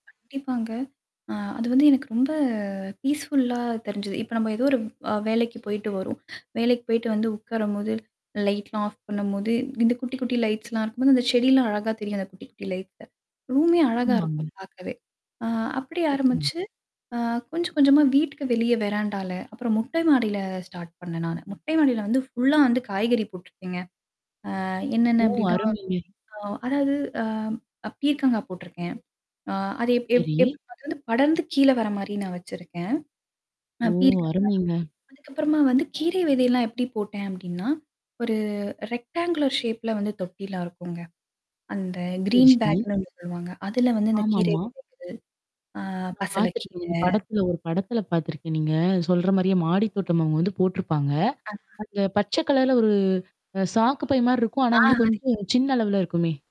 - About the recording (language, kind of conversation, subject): Tamil, podcast, வீட்டில் செடிகள் வைத்த பிறகு வீட்டின் சூழல் எப்படி மாறியது?
- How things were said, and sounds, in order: static; distorted speech; drawn out: "ஆ"; in English: "பீஸ்ஃபுல்லா"; in English: "லைட்லாம் ஆஃப்"; in English: "லைட்ஸ்லாம்"; in English: "லைட்ல. ரூமே"; in English: "ஸ்டார்ட்"; "நான்" said as "நானு"; in English: "ஃபுல்லா"; drawn out: "ஆ"; in English: "ரெக்ட்டாங்குலோர் ஷேப்ல"; in English: "கிரீன் பேக்ன்னு"; "பசலை" said as "பசல"; "மாரி இருக்கும்" said as "மார்ரிக்கும்"